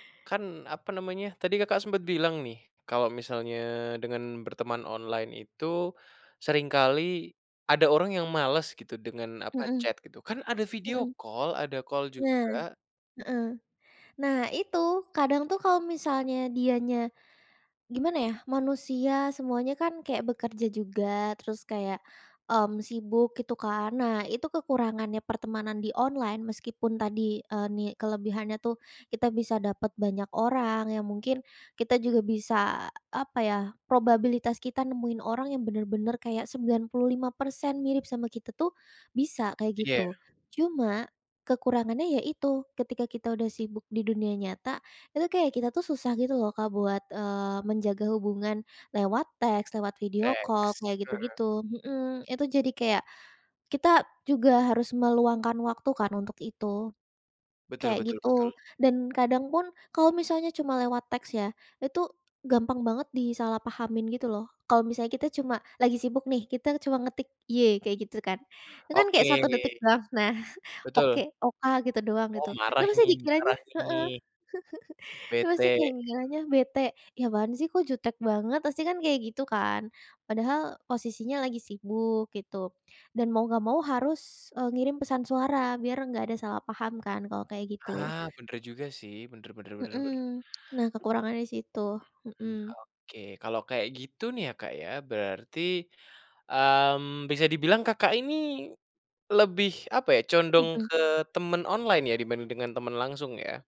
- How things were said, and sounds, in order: in English: "chat"; in English: "video call"; in English: "call"; in English: "video call"; chuckle
- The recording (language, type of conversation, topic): Indonesian, podcast, Menurut kamu, apa perbedaan kedekatan lewat daring dan tatap muka dalam pertemanan sehari-hari?
- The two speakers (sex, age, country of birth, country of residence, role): female, 20-24, Indonesia, Indonesia, guest; male, 20-24, Indonesia, Indonesia, host